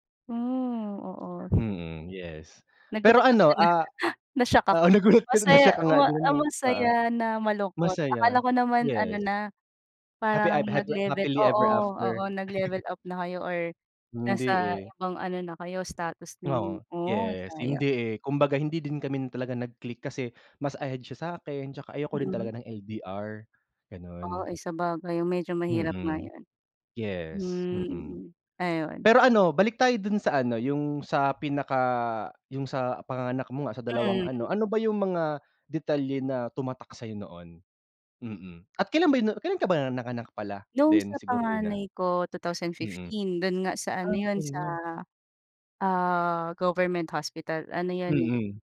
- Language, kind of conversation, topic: Filipino, unstructured, Ano ang pinakamasayang sandaling naaalala mo?
- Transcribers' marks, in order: wind; laughing while speaking: "nagulat ka do'n, na shock ka nga do'n, 'no"